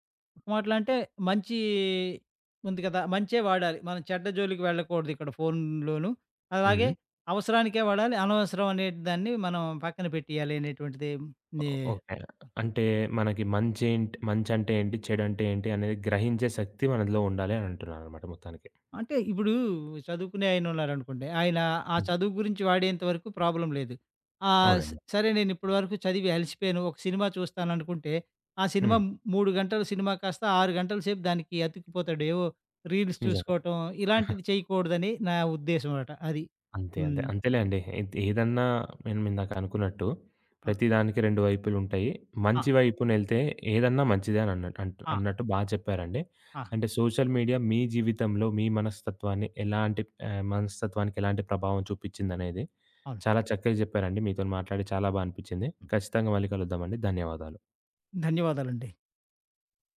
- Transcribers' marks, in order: tapping; other background noise; in English: "ప్రాబ్లమ్"; in English: "రీల్స్"; giggle; in English: "సోషల్ మీడియా"
- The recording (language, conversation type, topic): Telugu, podcast, సామాజిక మాధ్యమాలు మీ మనస్తత్వంపై ఎలా ప్రభావం చూపాయి?